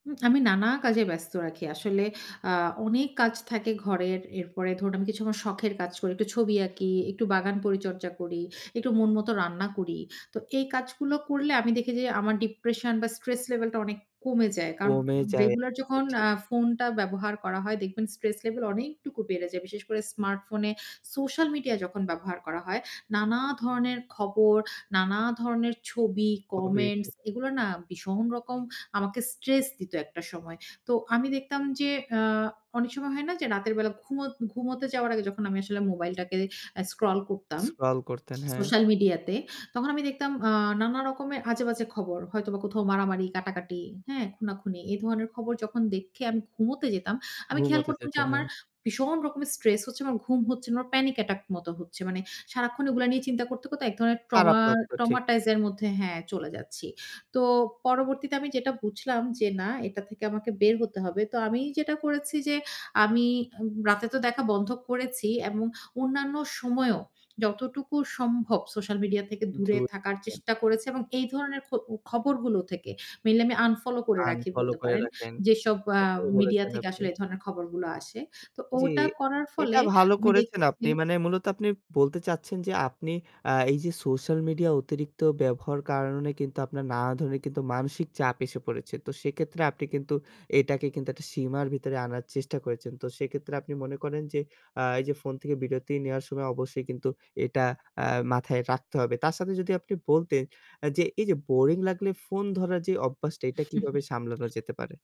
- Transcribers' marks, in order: tapping; unintelligible speech; chuckle
- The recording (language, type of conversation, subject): Bengali, podcast, স্মার্টফোন ব্যবহারের সময়সীমা তুমি কীভাবে ঠিক করো?